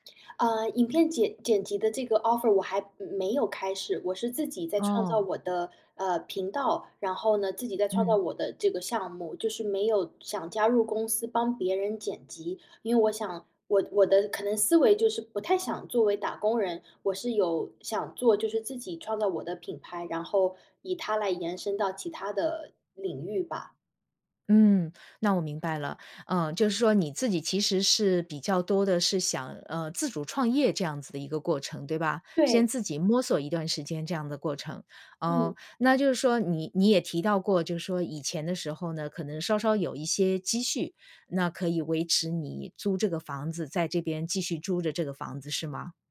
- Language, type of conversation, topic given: Chinese, advice, 在重大的决定上，我该听从别人的建议还是相信自己的内心声音？
- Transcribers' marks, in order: in English: "offer"; tapping; "租着" said as "朱着"